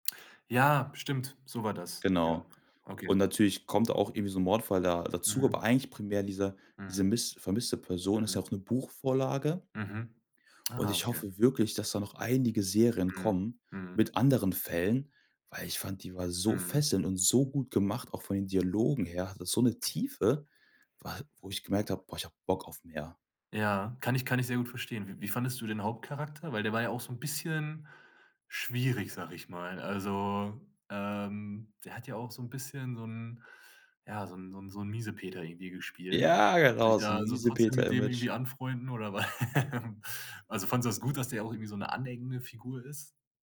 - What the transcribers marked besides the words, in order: stressed: "einige"; other background noise; stressed: "Tiefe"; drawn out: "Ja"; laugh
- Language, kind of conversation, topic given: German, podcast, Welche Serie hast du zuletzt total gesuchtet?